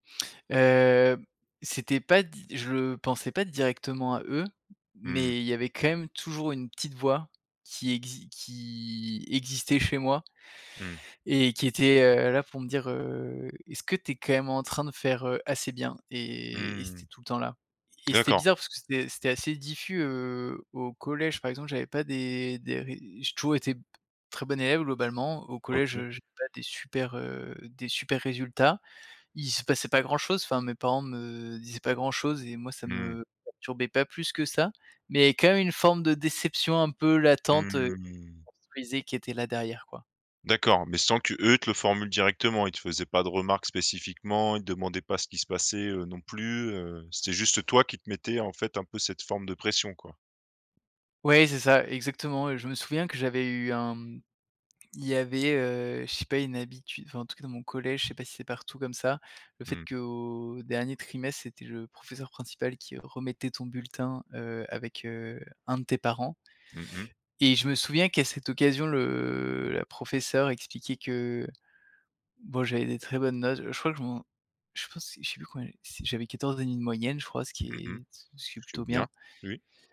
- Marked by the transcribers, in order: tapping; other background noise; unintelligible speech
- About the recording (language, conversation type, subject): French, podcast, Quelles attentes tes parents avaient-ils pour toi ?